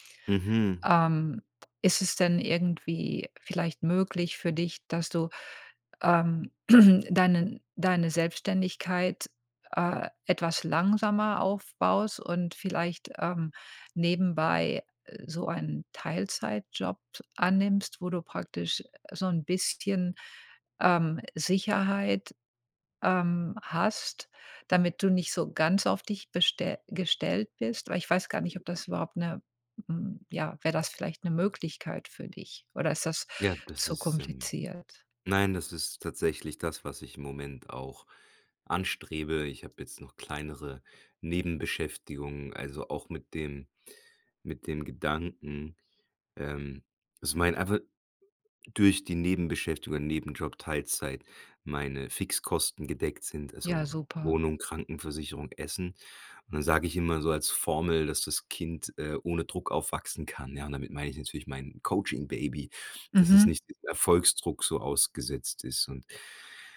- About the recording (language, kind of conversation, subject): German, advice, Wie geht ihr mit Zukunftsängsten und ständigem Grübeln um?
- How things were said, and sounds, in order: throat clearing; other background noise